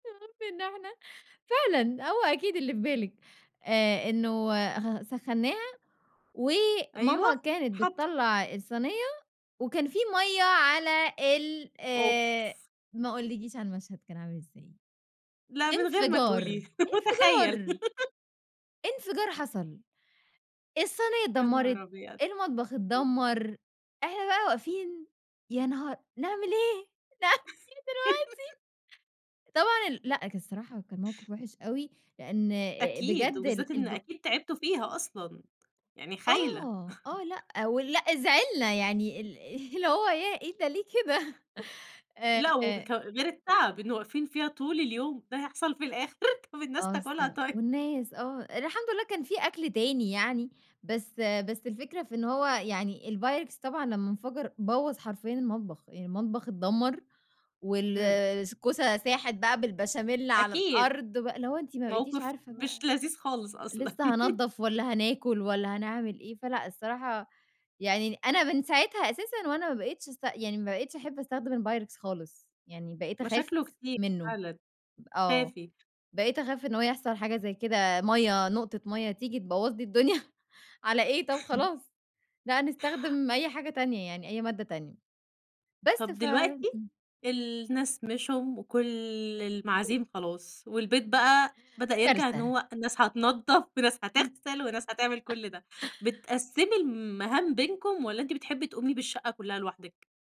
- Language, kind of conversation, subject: Arabic, podcast, إزاي بتجهّزي الأكل قبل العيد أو قبل مناسبة كبيرة؟
- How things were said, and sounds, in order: laughing while speaking: "المهم إن إحنا"; laugh; laughing while speaking: "نعمل إيه دلوقتي؟"; laugh; laugh; chuckle; laugh; laugh; laugh; unintelligible speech; tapping; chuckle